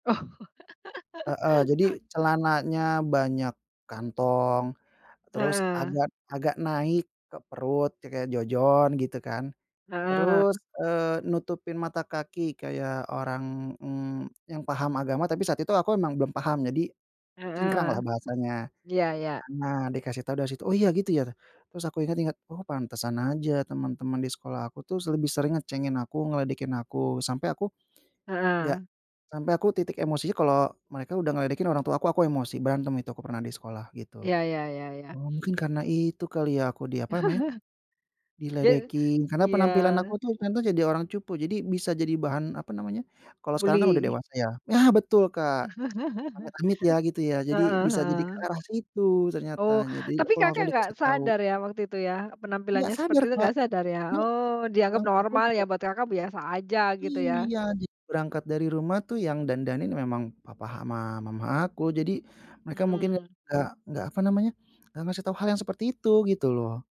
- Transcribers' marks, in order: laugh; sniff; chuckle; chuckle; unintelligible speech
- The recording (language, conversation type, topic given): Indonesian, podcast, Pernahkah kamu bertemu seseorang yang mengubah hidupmu secara kebetulan?